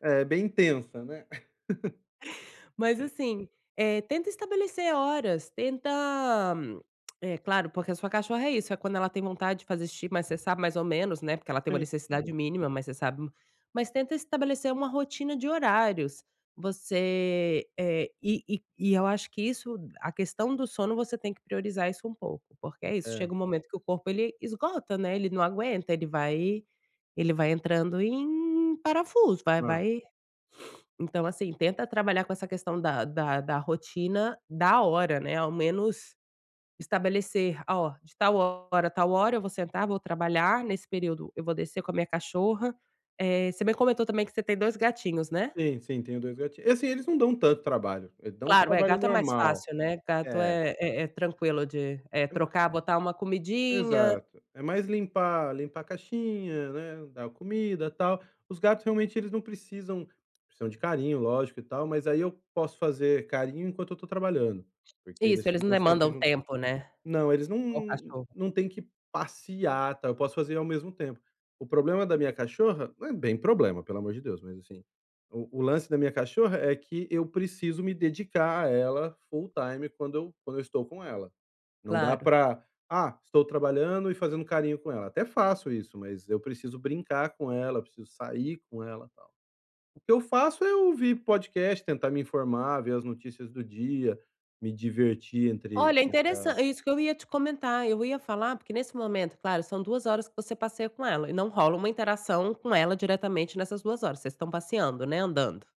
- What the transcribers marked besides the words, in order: chuckle; tongue click; sniff; other background noise; tapping; in English: "full time"
- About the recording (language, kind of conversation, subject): Portuguese, advice, Como lidar com a sobrecarga quando as responsabilidades aumentam e eu tenho medo de falhar?